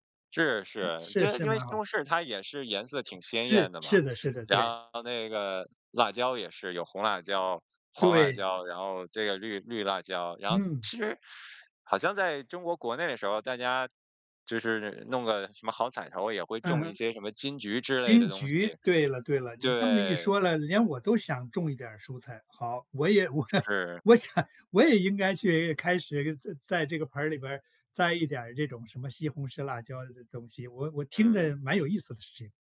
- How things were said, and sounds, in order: other background noise; laughing while speaking: "我 我想"
- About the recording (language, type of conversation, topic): Chinese, podcast, 你会如何开始打造一个家庭菜园？